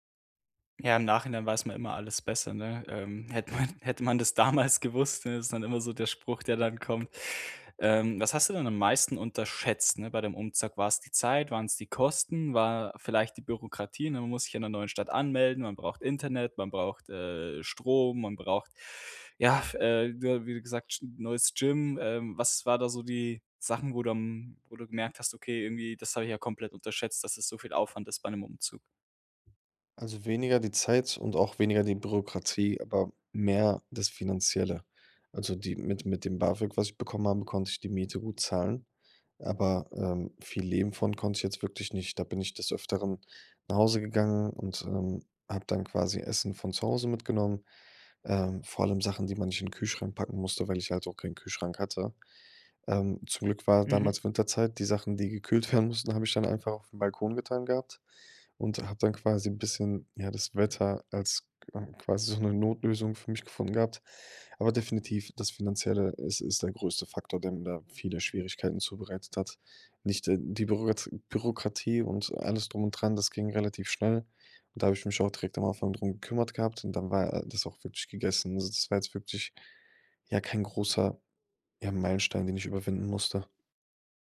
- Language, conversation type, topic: German, podcast, Wie war dein erster großer Umzug, als du zum ersten Mal allein umgezogen bist?
- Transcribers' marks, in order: laughing while speaking: "Hätte man hätte man das damals gewusst"; laughing while speaking: "werden mussten"; laughing while speaking: "so"